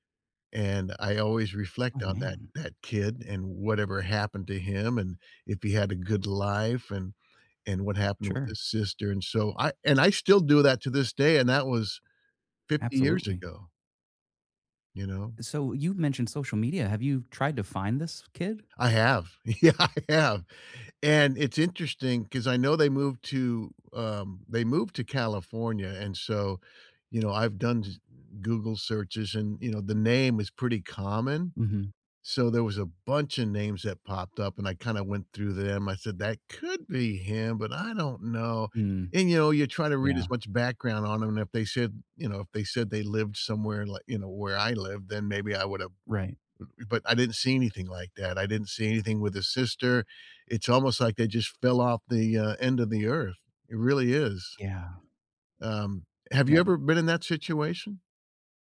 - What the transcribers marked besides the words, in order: laughing while speaking: "Yeah, I have"; tapping; stressed: "could"
- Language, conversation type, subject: English, unstructured, How can I reconnect with someone I lost touch with and miss?